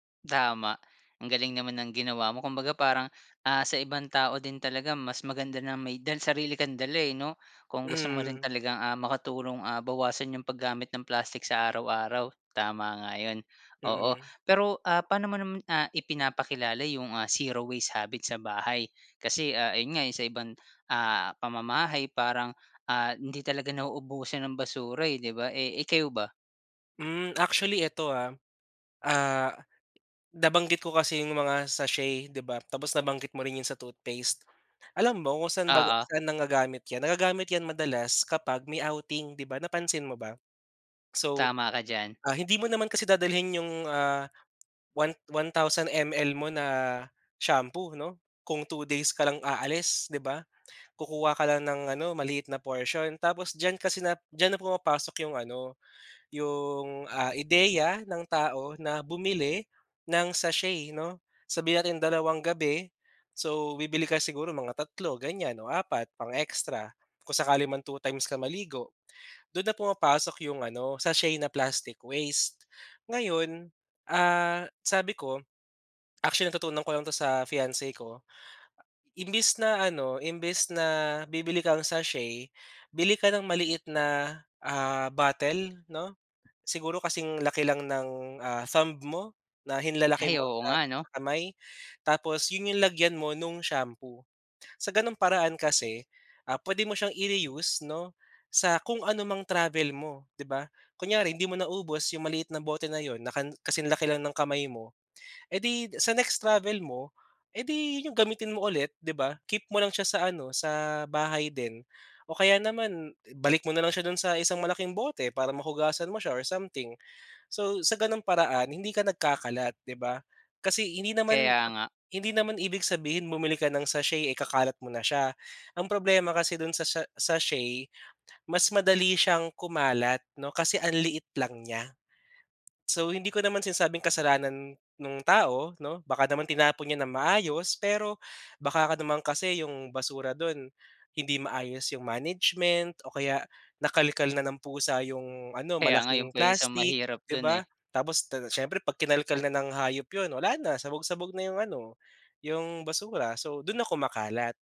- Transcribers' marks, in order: other background noise; tapping
- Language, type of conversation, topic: Filipino, podcast, Ano ang simpleng paraan para bawasan ang paggamit ng plastik sa araw-araw?